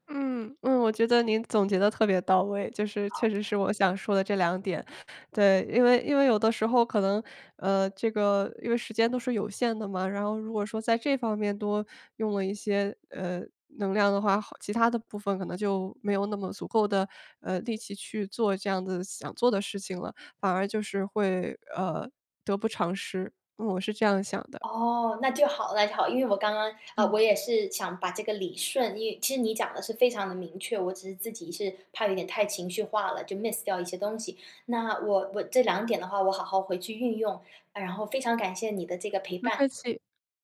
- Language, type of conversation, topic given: Chinese, advice, 如何避免参加社交活动后感到疲惫？
- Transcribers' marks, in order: chuckle; in English: "miss"